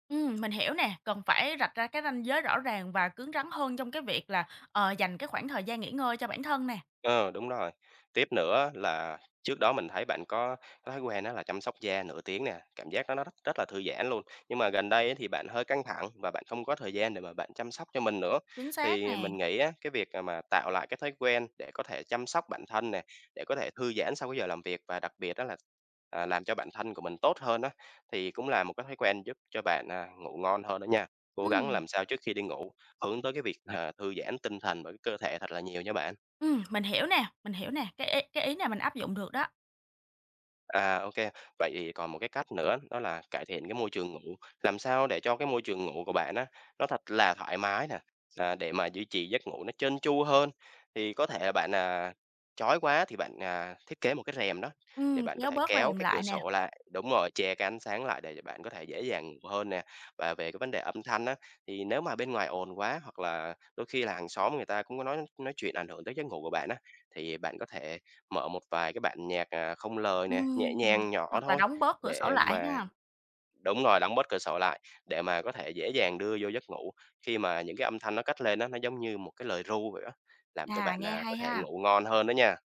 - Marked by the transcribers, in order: tapping; other background noise
- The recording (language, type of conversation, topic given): Vietnamese, advice, Làm việc muộn khiến giấc ngủ của bạn bị gián đoạn như thế nào?